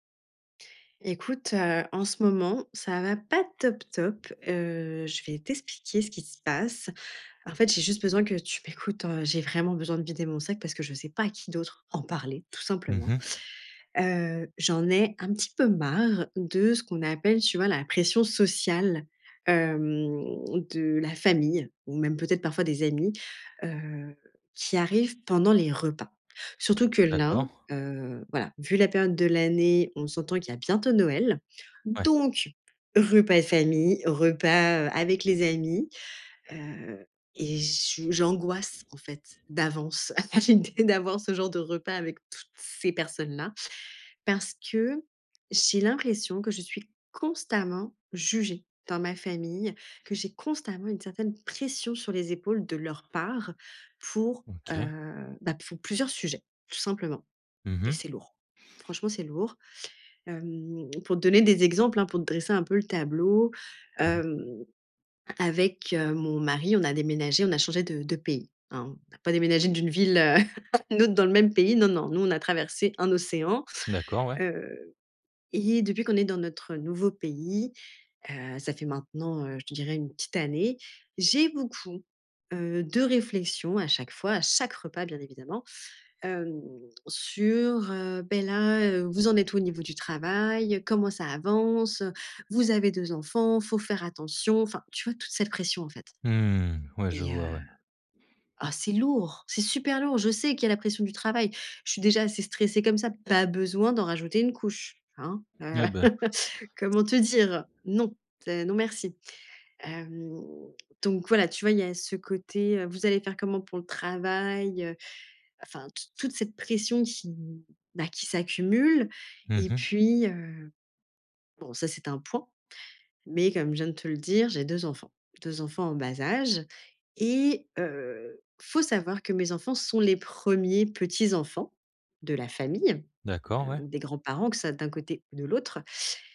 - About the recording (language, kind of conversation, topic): French, advice, Quelle pression sociale ressens-tu lors d’un repas entre amis ou en famille ?
- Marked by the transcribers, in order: stressed: "en parler"; drawn out: "hem"; stressed: "là"; stressed: "Donc"; chuckle; laughing while speaking: "à l'idée d'avoir"; stressed: "constamment"; stressed: "pression"; stressed: "leur part"; laugh; stressed: "j'ai"; stressed: "chaque"; stressed: "c'est lourd, c'est super lourd"; anticipating: "Je sais qu'il y a la pression du travail"; stressed: "pas besoin"; laugh